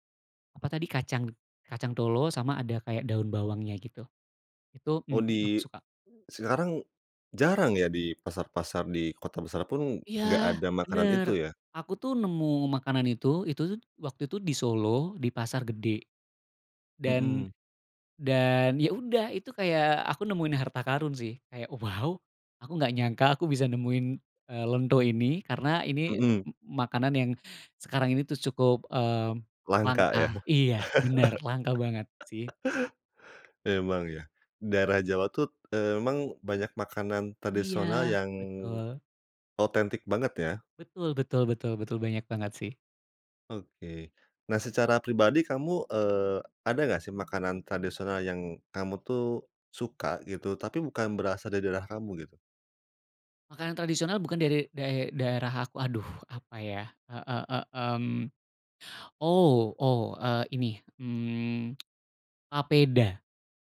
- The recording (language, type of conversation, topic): Indonesian, podcast, Apa makanan tradisional yang selalu bikin kamu kangen?
- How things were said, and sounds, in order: stressed: "waw"; chuckle; tongue click